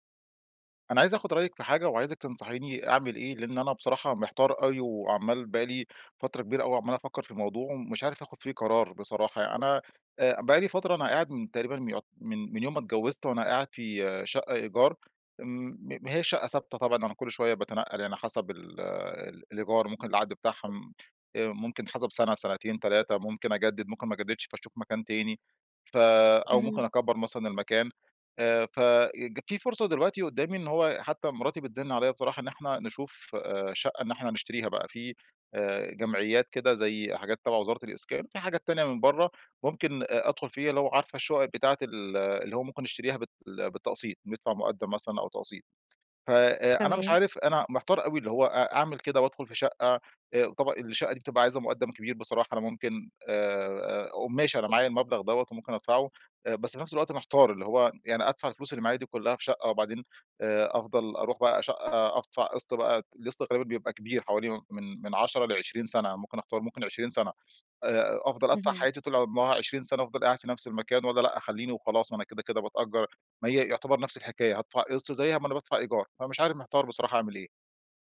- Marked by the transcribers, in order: other background noise; tapping
- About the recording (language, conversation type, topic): Arabic, advice, هل أشتري بيت كبير ولا أكمل في سكن إيجار مرن؟